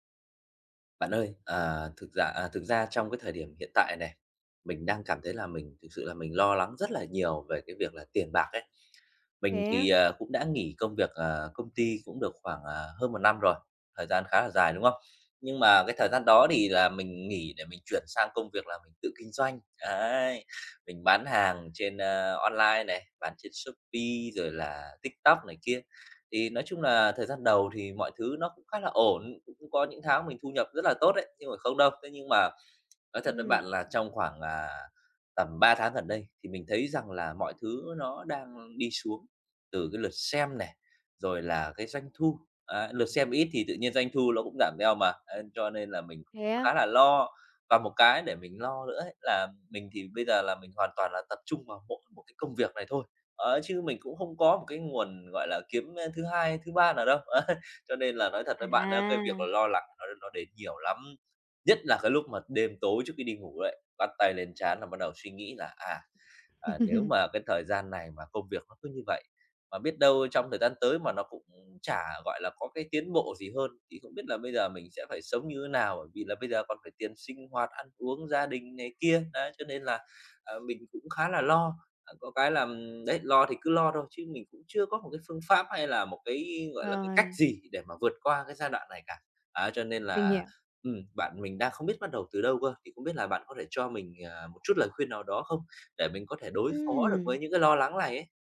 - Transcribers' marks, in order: tapping; other background noise; laughing while speaking: "ấy"; laugh; "này" said as "lày"
- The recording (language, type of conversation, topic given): Vietnamese, advice, Làm thế nào để đối phó với lo lắng về tiền bạc khi bạn không biết bắt đầu từ đâu?